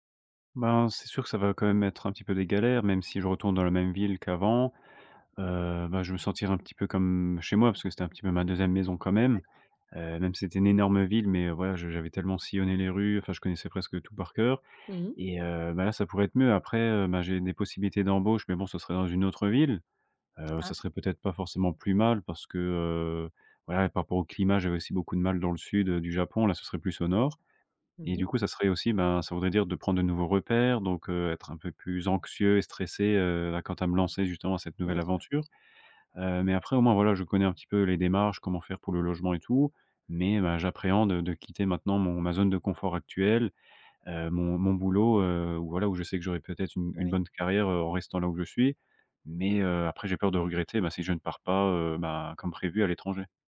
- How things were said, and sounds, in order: none
- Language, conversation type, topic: French, advice, Faut-il quitter un emploi stable pour saisir une nouvelle opportunité incertaine ?